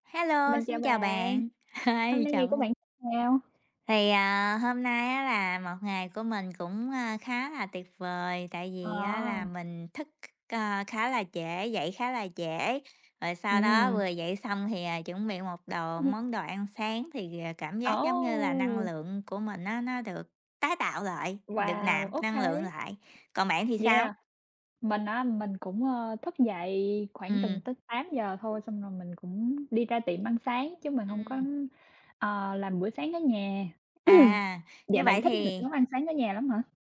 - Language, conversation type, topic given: Vietnamese, unstructured, Giữa ăn sáng ở nhà và ăn sáng ngoài tiệm, bạn sẽ chọn cách nào?
- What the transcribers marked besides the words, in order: laughing while speaking: "Hi"; tapping; chuckle; throat clearing